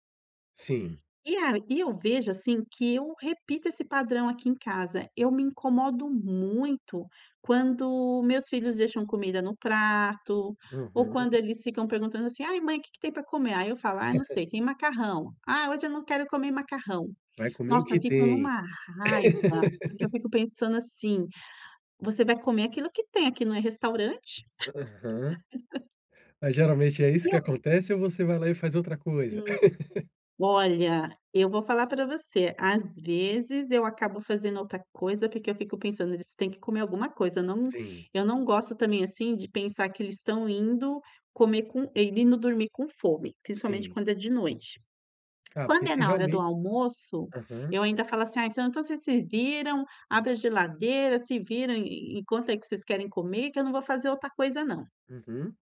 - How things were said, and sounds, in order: chuckle; laugh; chuckle; chuckle; tongue click; tapping
- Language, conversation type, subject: Portuguese, advice, Como posso quebrar padrões familiares que sempre se repetem?
- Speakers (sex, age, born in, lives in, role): female, 45-49, Brazil, Italy, user; male, 40-44, Brazil, Portugal, advisor